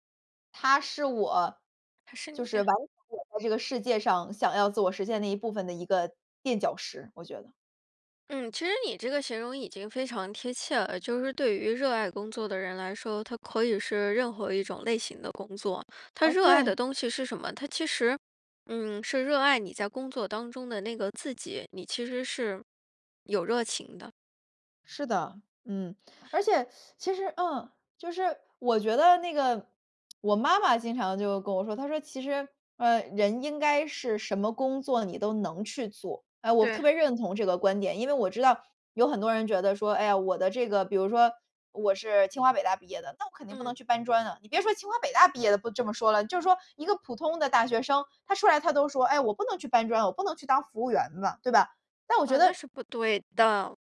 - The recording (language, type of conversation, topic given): Chinese, podcast, 工作对你来说代表了什么？
- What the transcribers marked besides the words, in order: teeth sucking; stressed: "对的"